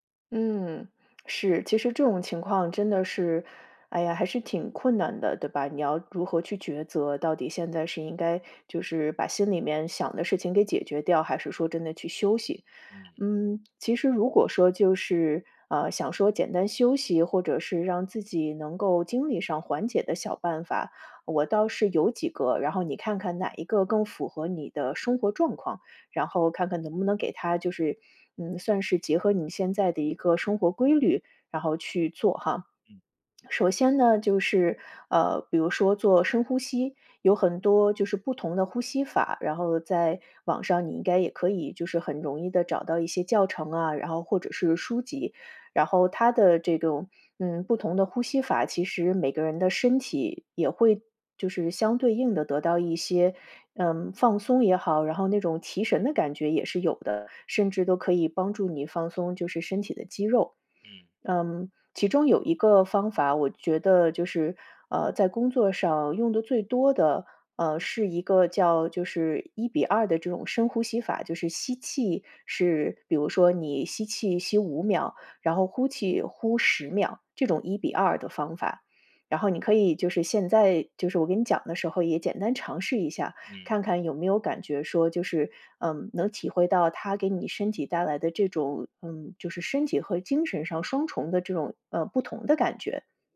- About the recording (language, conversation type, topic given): Chinese, advice, 日常压力会如何影响你的注意力和创造力？
- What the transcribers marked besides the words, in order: none